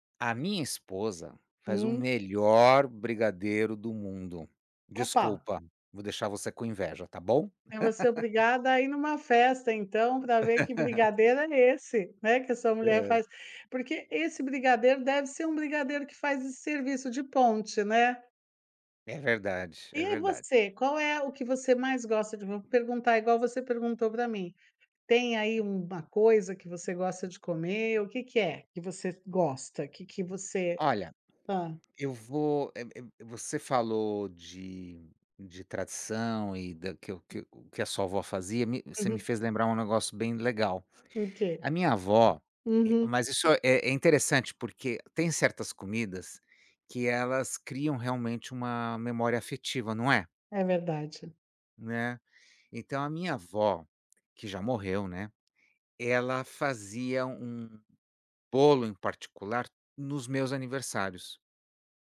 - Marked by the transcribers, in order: laugh; laugh; tapping
- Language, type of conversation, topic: Portuguese, unstructured, Você já percebeu como a comida une as pessoas em festas e encontros?